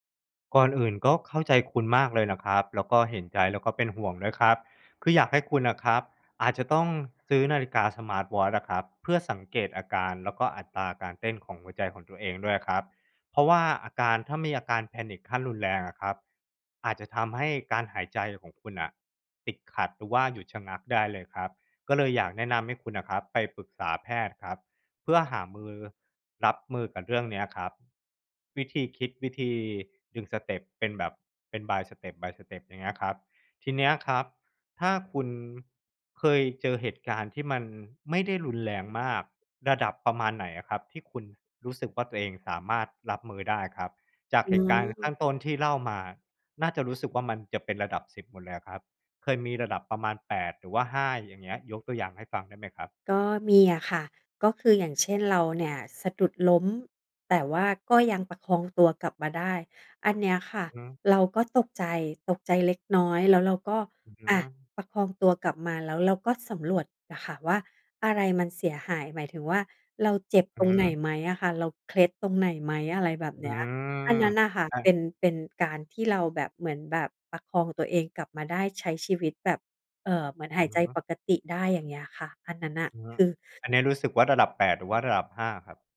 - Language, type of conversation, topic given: Thai, advice, ทำไมฉันถึงมีอาการใจสั่นและตื่นตระหนกในสถานการณ์ที่ไม่คาดคิด?
- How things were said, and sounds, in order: in English: "Panic"; in English: "by step by step"